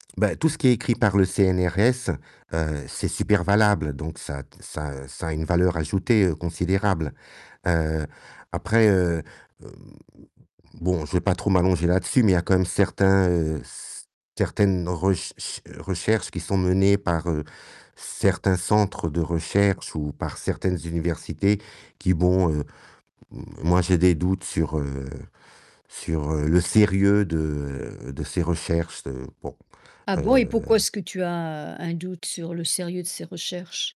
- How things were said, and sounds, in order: static; tapping
- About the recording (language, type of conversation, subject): French, podcast, Quelles sources consultes-tu en premier quand tu veux maîtriser un sujet ?